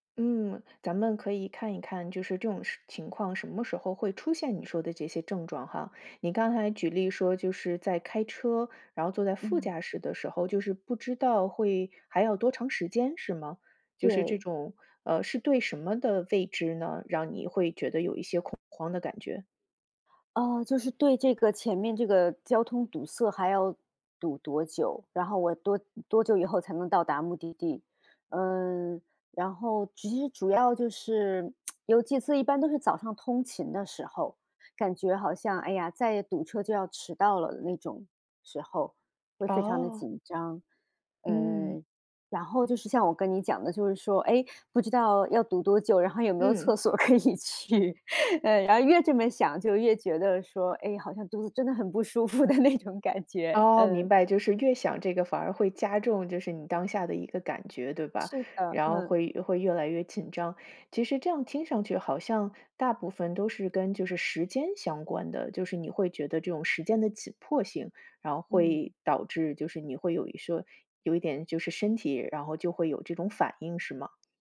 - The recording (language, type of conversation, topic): Chinese, advice, 你在经历恐慌发作时通常如何求助与应对？
- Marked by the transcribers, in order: tsk; "是" said as "四"; laughing while speaking: "可以去"; laughing while speaking: "那种感觉"; "些" said as "说"